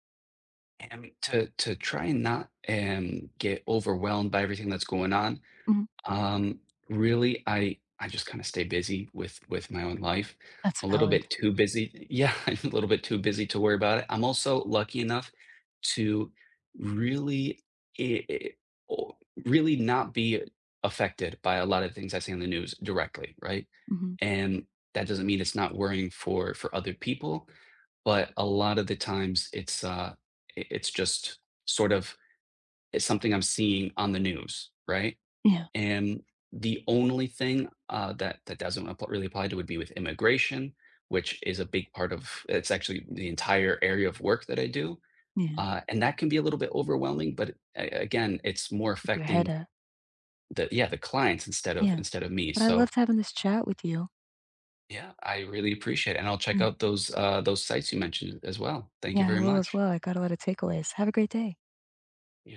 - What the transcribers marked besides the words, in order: tapping; laughing while speaking: "yeah"
- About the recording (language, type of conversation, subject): English, unstructured, What are your go-to ways to keep up with new laws and policy changes?